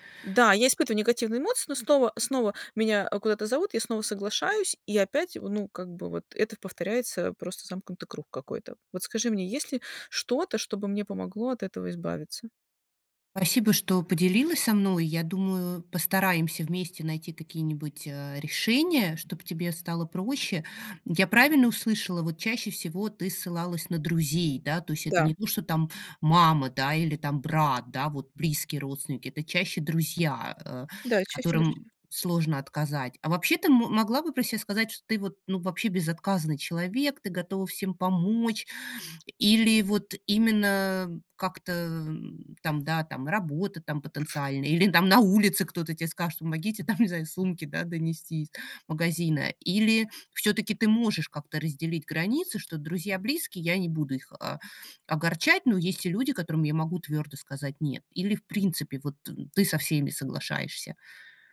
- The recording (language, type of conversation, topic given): Russian, advice, Как научиться говорить «нет», не расстраивая других?
- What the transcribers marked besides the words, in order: other background noise